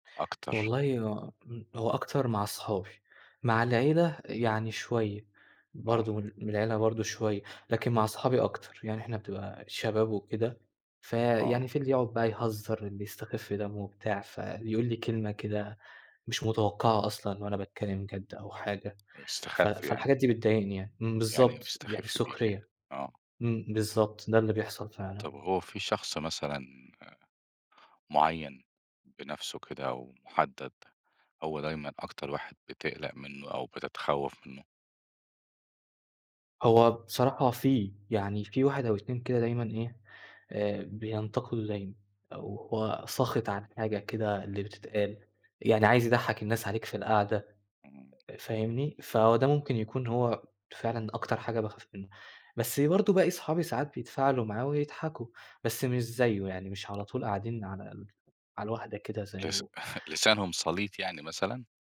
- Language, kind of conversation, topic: Arabic, advice, إزاي الخوف من الانتقاد بيمنعك تعبّر عن رأيك؟
- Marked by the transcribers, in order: tapping; chuckle